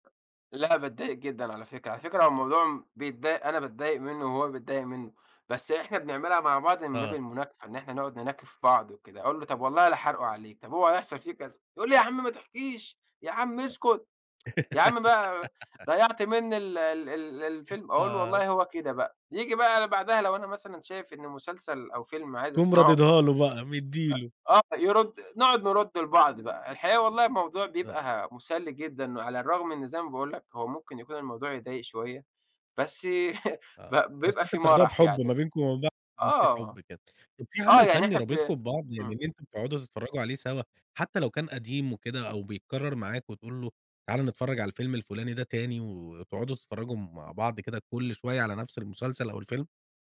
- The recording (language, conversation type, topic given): Arabic, podcast, إزاي المشاهدة المشتركة بتقرّبك من الناس؟
- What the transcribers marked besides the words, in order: tapping; put-on voice: "يا عم ما تحكيش، يا عم اسكت"; other noise; giggle; tsk; laugh